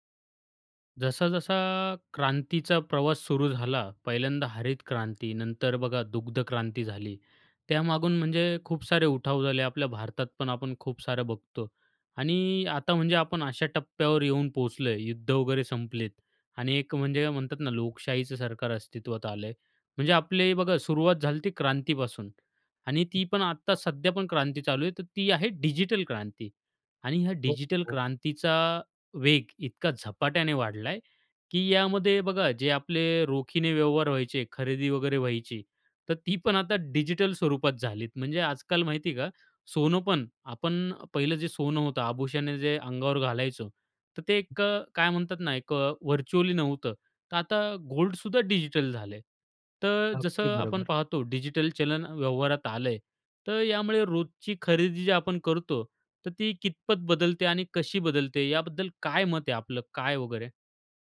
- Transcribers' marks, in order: other background noise; in English: "व्हर्चुअली"
- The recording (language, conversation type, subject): Marathi, podcast, डिजिटल चलन आणि व्यवहारांनी रोजची खरेदी कशी बदलेल?